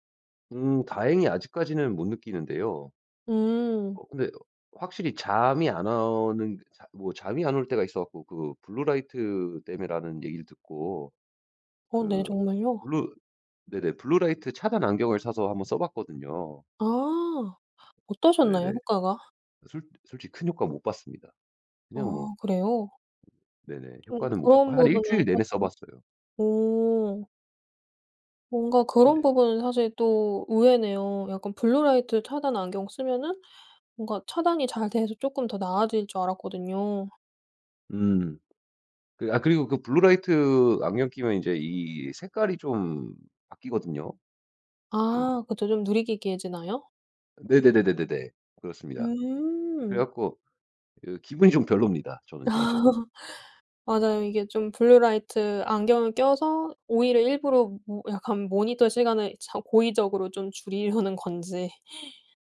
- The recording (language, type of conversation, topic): Korean, podcast, 화면 시간을 줄이려면 어떤 방법을 추천하시나요?
- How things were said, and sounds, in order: other background noise; laugh; laughing while speaking: "약간"; laughing while speaking: "줄이려는"; laugh